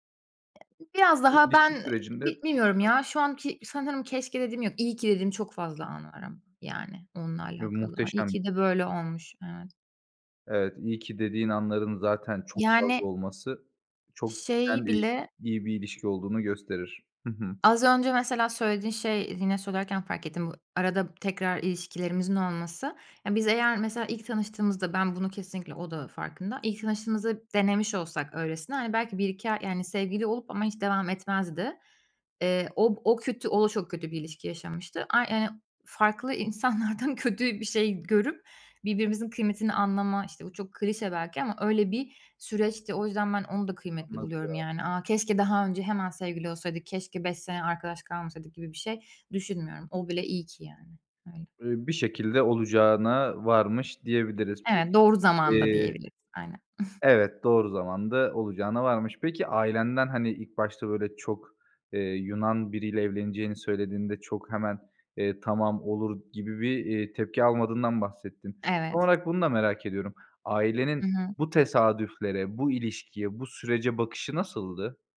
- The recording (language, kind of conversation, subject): Turkish, podcast, Hayatınızı tesadüfen değiştiren biriyle hiç karşılaştınız mı?
- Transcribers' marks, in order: other noise; unintelligible speech; unintelligible speech; laughing while speaking: "farklı insanlardan"; other background noise; giggle; tapping